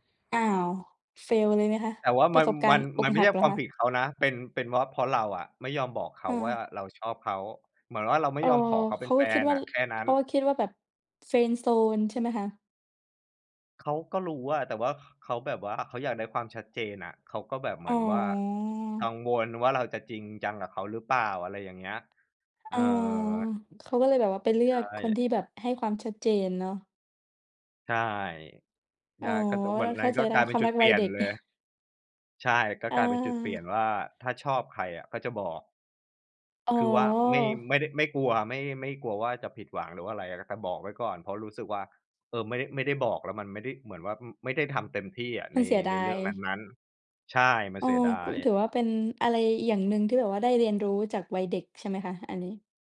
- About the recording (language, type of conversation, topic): Thai, unstructured, เคยมีเหตุการณ์อะไรในวัยเด็กที่คุณอยากเล่าให้คนอื่นฟังไหม?
- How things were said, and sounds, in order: in English: "fail"; in English: "friend zone"; drawn out: "อ๋อ"; other background noise; chuckle